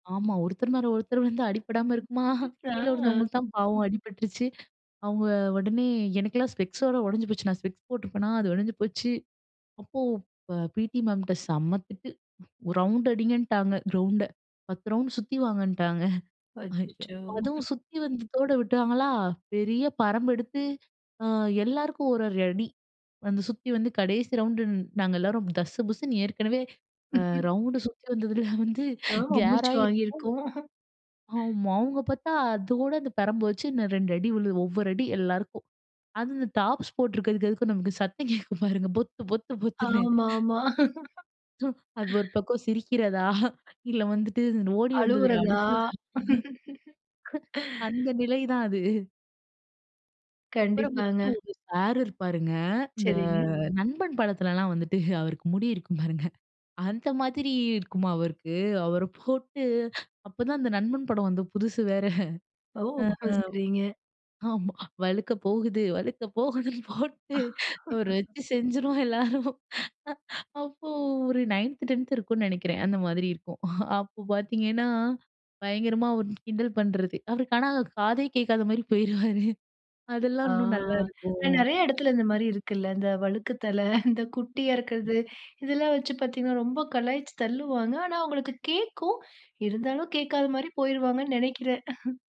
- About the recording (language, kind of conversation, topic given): Tamil, podcast, பள்ளிக் கால நினைவுகளில் இன்னும் பொன்னாக மனதில் நிற்கும் ஒரு தருணம் உங்களுக்குண்டா?
- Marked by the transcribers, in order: tapping; other background noise; chuckle; in English: "ஸ்பெக்ஸோட"; in English: "ஸ்பெக்ஸ்"; in English: "பிடி மேம்ட்ட"; other noise; in English: "ரவுண்ட்"; in English: "கிரவுண்டை"; in English: "ரவுண்ட்"; chuckle; unintelligible speech; chuckle; in English: "ரவுண்டு"; in English: "ரவுண்டு"; chuckle; in English: "கேராயி"; chuckle; in English: "டாப்ஸ்"; laughing while speaking: "நமக்கு சத்தம் கேட்கும் பாருங்க, பொத்து பொத்து பொத்துனு"; laugh; laughing while speaking: "சிரிக்கிறதா?"; laugh; chuckle; drawn out: "இருப்பாருங்க"; chuckle; laughing while speaking: "வேற"; laughing while speaking: "சரிங்க"; laughing while speaking: "போவுதுன்னு போட்டு அவரை வச்சு செஞ்சுருவோம் எல்லாரும்"; laugh; chuckle; laughing while speaking: "கேட்காத மாரி போயிடுவாரு"; drawn out: "ஆ"; laughing while speaking: "இந்த வழுக்கு தலை இந்த குட்டியா இருக்கறது"; chuckle